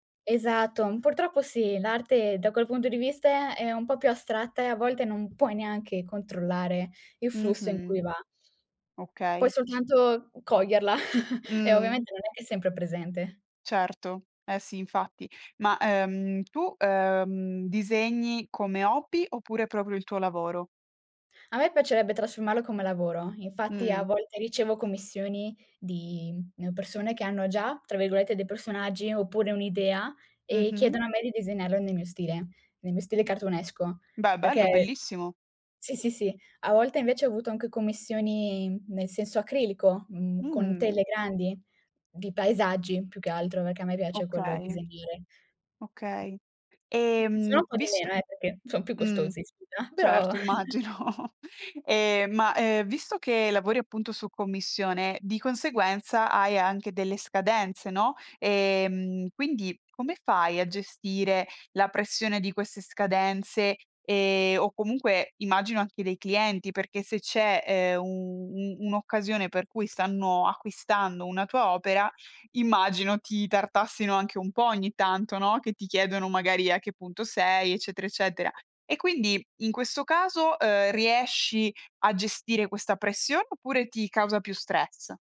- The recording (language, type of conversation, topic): Italian, podcast, Come superi il blocco creativo quando arriva?
- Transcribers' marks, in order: tapping; chuckle; "proprio" said as "propio"; other background noise; laughing while speaking: "immagino"; unintelligible speech; chuckle; unintelligible speech; chuckle